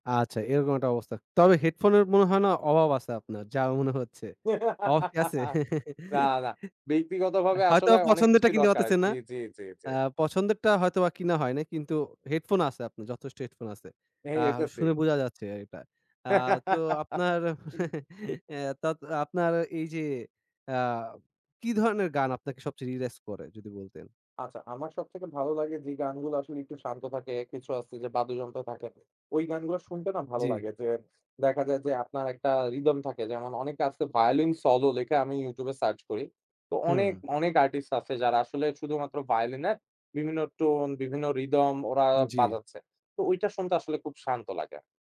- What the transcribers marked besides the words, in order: giggle; scoff; laugh; chuckle; "রিল্যাক্স" said as "রির‍্যাক্স"; tapping
- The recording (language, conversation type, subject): Bengali, podcast, ফোকাস হারালেও তুমি নিজেকে কীভাবে আবার মনোযোগী করে তোলো?